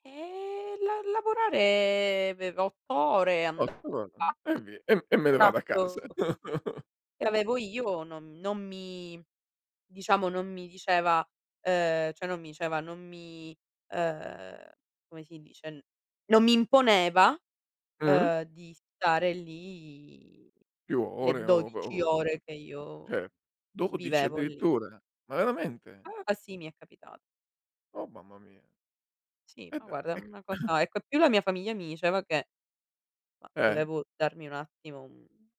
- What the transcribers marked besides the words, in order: drawn out: "E"; drawn out: "lavorare"; "aveva" said as "veva"; tapping; unintelligible speech; chuckle; other background noise; "cioè" said as "ceh"; drawn out: "lì"; "Cioè" said as "ceh"; cough
- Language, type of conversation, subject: Italian, podcast, Quanto conta per te l’equilibrio tra lavoro e vita privata?